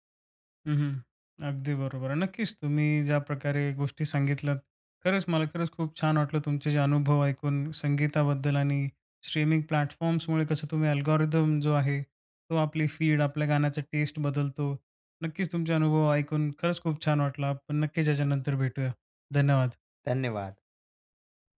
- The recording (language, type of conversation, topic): Marathi, podcast, मोबाईल आणि स्ट्रीमिंगमुळे संगीत ऐकण्याची सवय कशी बदलली?
- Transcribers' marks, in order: in English: "स्ट्रीमिंग प्लॅटफॉर्म्समुळे"; in English: "अल्गोरिदम"; in English: "फीड"